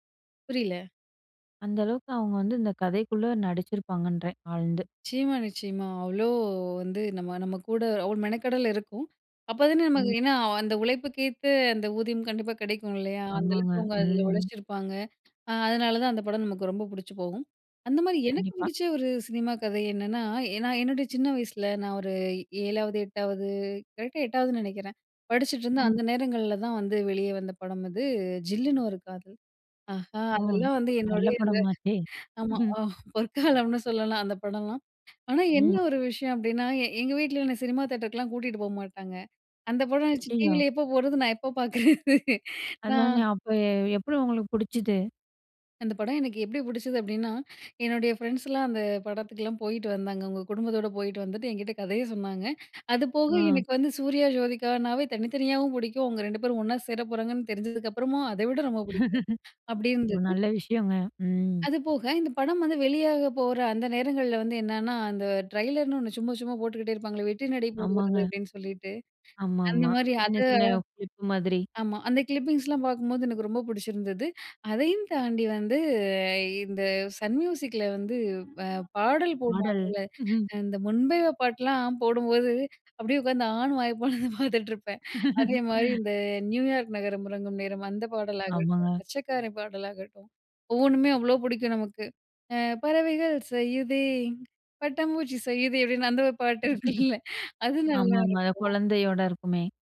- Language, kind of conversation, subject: Tamil, podcast, உங்களுக்கு பிடித்த சினிமா கதையைப் பற்றி சொல்ல முடியுமா?
- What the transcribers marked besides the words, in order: laughing while speaking: "பொற்காலம்னு சொல்லலாம்"; chuckle; laughing while speaking: "பாக்குறது?"; laugh; laugh; in English: "ட்ரெய்லர்னு"; in English: "கிளிப்பிங்ஸ்லாம்"; chuckle; laughing while speaking: "இந்த முன்பேவா பாட்லாம் போடும்போது அப்டியே … இருக்குல அது நல்லாருக்கும்"; laugh; singing: "பறவைகள் செய்யுதே பட்டாம்பூச்சி செய்யுதே"; laugh